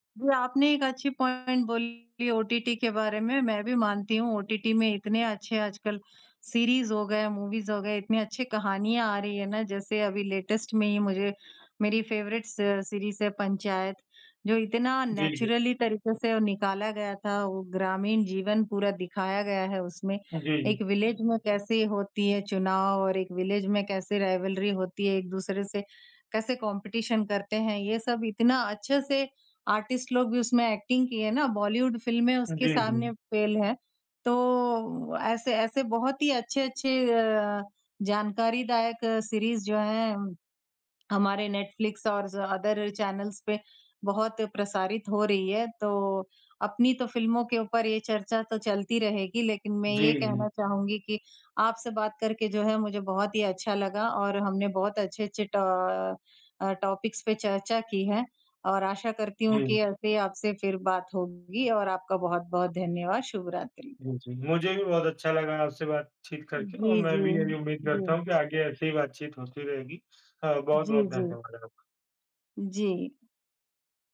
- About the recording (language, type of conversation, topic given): Hindi, unstructured, आपको कौन-सी फिल्में हमेशा याद रहती हैं और क्यों?
- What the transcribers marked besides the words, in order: in English: "पॉइंट"; in English: "मूवीज़"; in English: "लेटेस्ट"; in English: "फेवरेट"; in English: "नेचुरली"; in English: "विलेज"; in English: "विलेज"; in English: "राइवलरी"; in English: "कॉम्पिटिशन"; in English: "आर्टिस्ट"; in English: "एक्टिंग"; in English: "फ़ेल"; in English: "अदर चैनल्स"; in English: "टॉपिक्स"